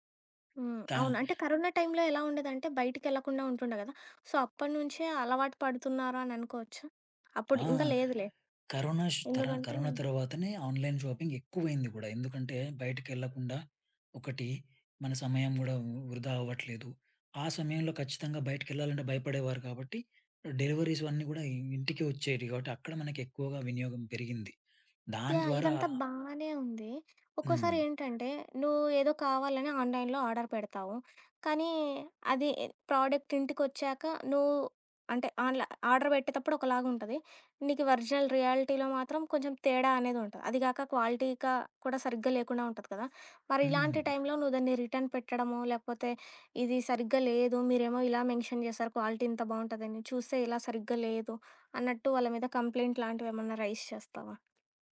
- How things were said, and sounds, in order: in English: "సో"; in English: "ఆన్‌లైన్ షాపింగ్"; in English: "డెలివరీస్"; in English: "ఆన్‌లైన్‌లో ఆర్డర్"; in English: "ప్రోడక్ట్"; in English: "ఆర్డర్"; in English: "ఒరిజినల్ రియాలిటీలో"; in English: "క్వాలిటీగా"; in English: "రిటర్న్"; in English: "మెన్షన్"; in English: "క్వాలిటీ"; in English: "కంప్లెయింట్"; in English: "రైజ్"; other background noise
- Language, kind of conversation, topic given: Telugu, podcast, ఆన్‌లైన్ షాపింగ్‌లో మీరు ఎలా సురక్షితంగా ఉంటారు?